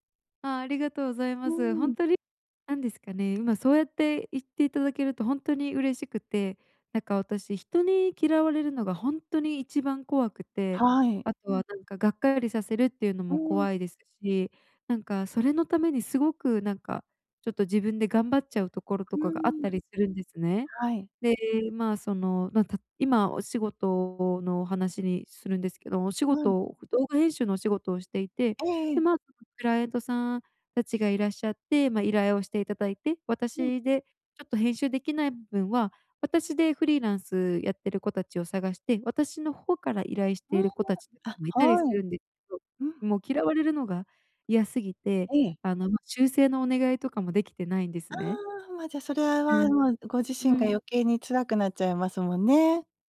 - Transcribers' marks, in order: none
- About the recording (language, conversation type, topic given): Japanese, advice, 他人の評価を気にしすぎずに生きるにはどうすればいいですか？